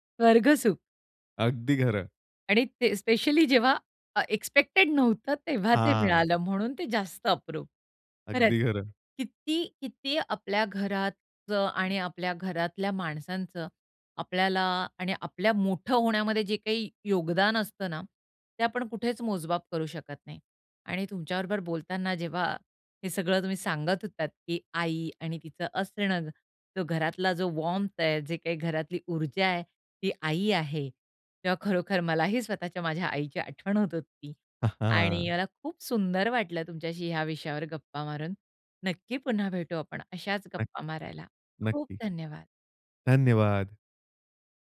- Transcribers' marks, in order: in English: "एक्स्पेक्टेड"; in English: "वार्म्थ"; chuckle
- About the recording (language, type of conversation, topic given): Marathi, podcast, घराबाहेरून येताना तुम्हाला घरातला उबदारपणा कसा जाणवतो?